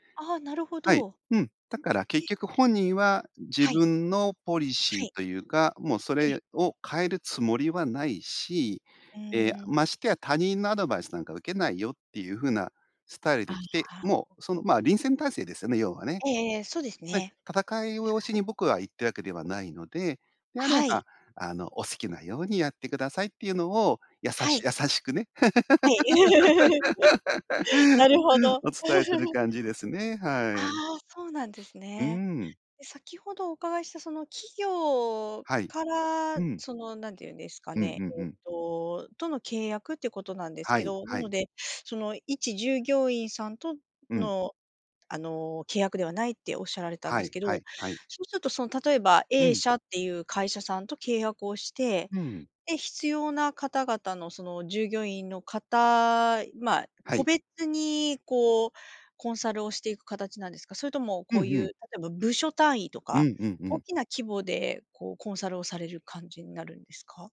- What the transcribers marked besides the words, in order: other noise; laugh
- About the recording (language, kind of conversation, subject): Japanese, podcast, 質問をうまく活用するコツは何だと思いますか？
- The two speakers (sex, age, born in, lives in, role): female, 45-49, Japan, Japan, host; male, 50-54, Japan, Japan, guest